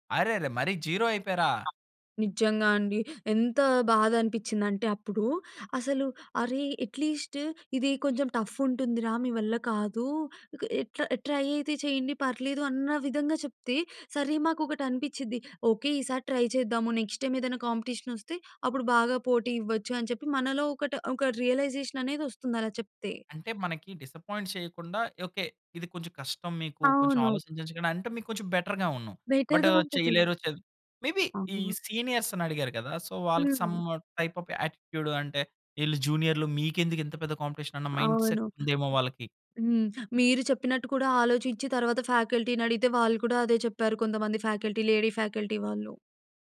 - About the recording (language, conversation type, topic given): Telugu, podcast, ఒక పెద్ద విఫలత తర్వాత మీరు ఎలా తిరిగి కొత్తగా ప్రారంభించారు?
- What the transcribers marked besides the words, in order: in English: "జీరో"; other background noise; in English: "అట్‌లీస్ట్"; in English: "టఫ్"; in English: "ట్రై"; in English: "ట్రై"; in English: "నెక్స్ట్ టైమ్"; in English: "కాంపిటీషన్"; in English: "రియలైజేషన్"; in English: "డిసప్పాయింట్"; in English: "బెటర్‌గా"; in English: "బెటర్‌గా"; in English: "బట్"; in English: "మే బీ ఈ సీనియర్స్‌ని"; in English: "సో"; in English: "సం టైప్ ఆఫ్ యాటిట్యూడ్"; in English: "జూనియర్‌లు"; in English: "కాంపిటీషన్"; in English: "మైండ్‌సెట్"; other noise; in English: "ఫ్యాకల్టీని"; in English: "ఫ్యాకల్టీ లేడీ ఫ్యాకల్టీ"